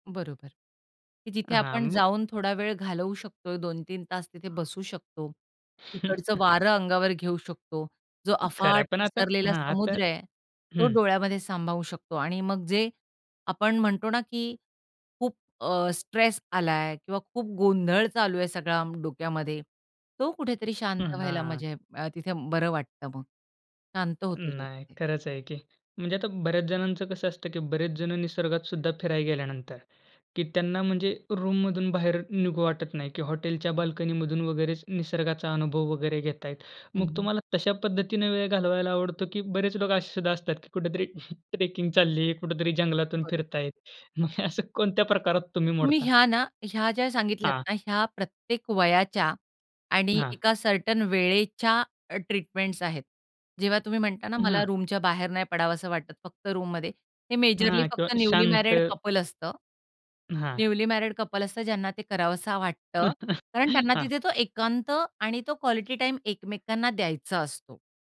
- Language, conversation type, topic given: Marathi, podcast, निसर्गात वेळ घालवण्यासाठी तुमची सर्वात आवडती ठिकाणे कोणती आहेत?
- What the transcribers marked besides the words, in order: chuckle; in English: "रूममधून"; chuckle; in English: "ट्रेकिंग"; laughing while speaking: "मग असं"; in English: "रूमच्या"; in English: "रूममध्ये"; in English: "न्यूली मॅरिड कपल असतं. न्यूली मॅरिड कपल"; chuckle